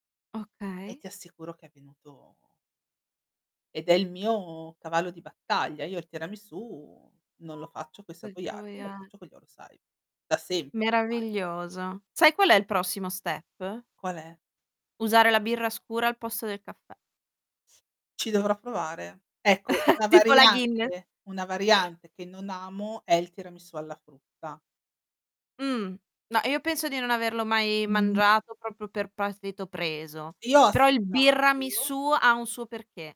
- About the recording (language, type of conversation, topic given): Italian, podcast, Quando è stata la volta in cui cucinare è diventato per te un gesto di cura?
- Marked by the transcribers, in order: alarm; distorted speech; chuckle; static; "proprio" said as "propio"; background speech